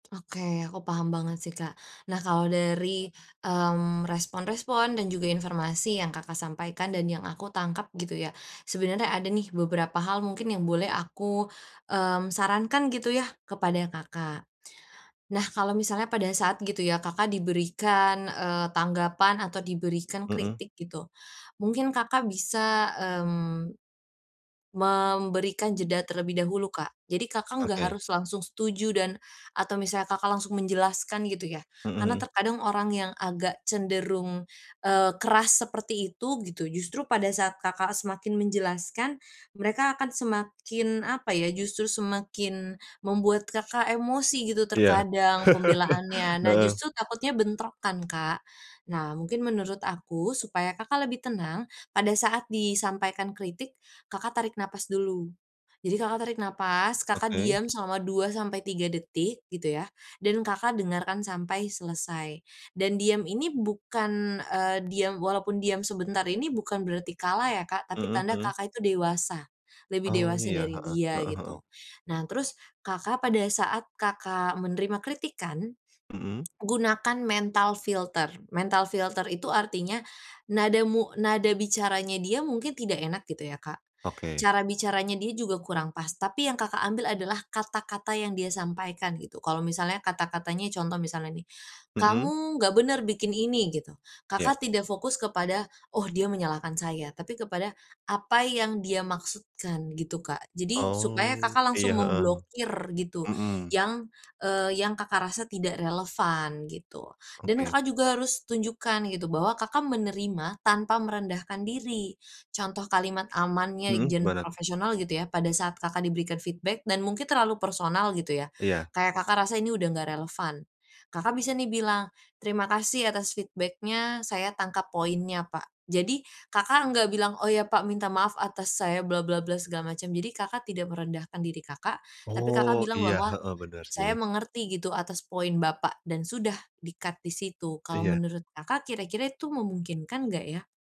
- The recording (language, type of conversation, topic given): Indonesian, advice, Bagaimana cara menerima kritik konstruktif dengan kepala dingin tanpa merasa tersinggung?
- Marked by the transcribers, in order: tapping; laugh; unintelligible speech; in English: "feedback"; in English: "feedback-nya"; in English: "di-cut"